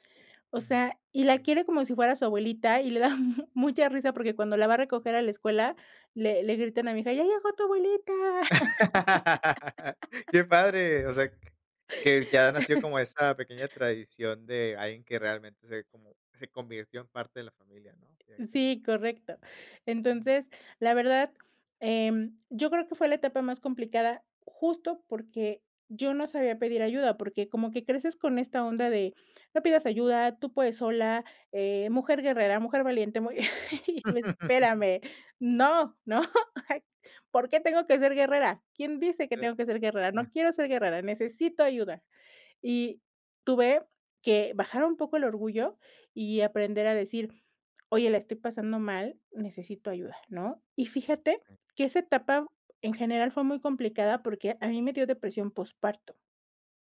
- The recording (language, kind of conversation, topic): Spanish, podcast, ¿Cuál es la mejor forma de pedir ayuda?
- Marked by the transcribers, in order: laughing while speaking: "da"; laugh; chuckle; laughing while speaking: "muy, y tú, espérame"; chuckle; laughing while speaking: "¿no?, ah"